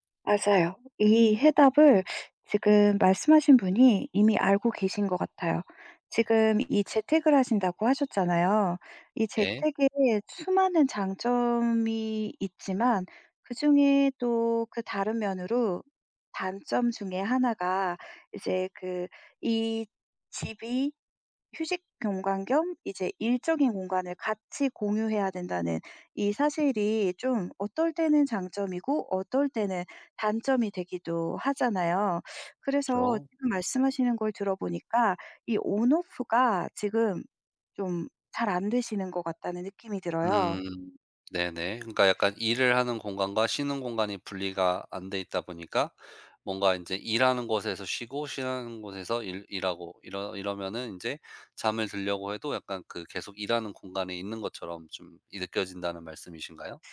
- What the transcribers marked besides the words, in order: other background noise; put-on voice: "On Off가"; in English: "On Off가"
- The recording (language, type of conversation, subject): Korean, advice, 아침마다 피곤하고 개운하지 않은 이유가 무엇인가요?